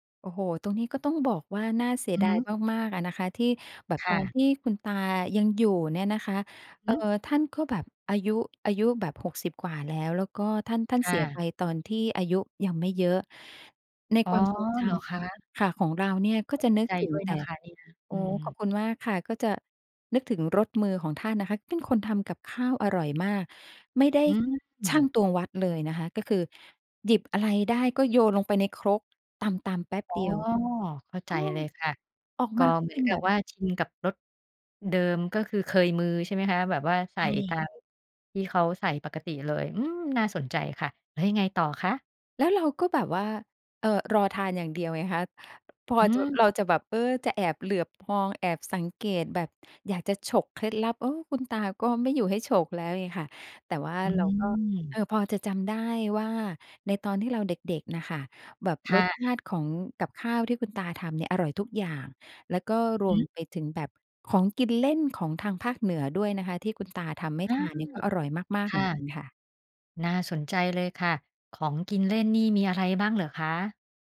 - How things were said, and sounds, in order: tapping; surprised: "เออ"
- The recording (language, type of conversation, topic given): Thai, podcast, อาหารจานไหนที่ทำให้คุณคิดถึงคนในครอบครัวมากที่สุด?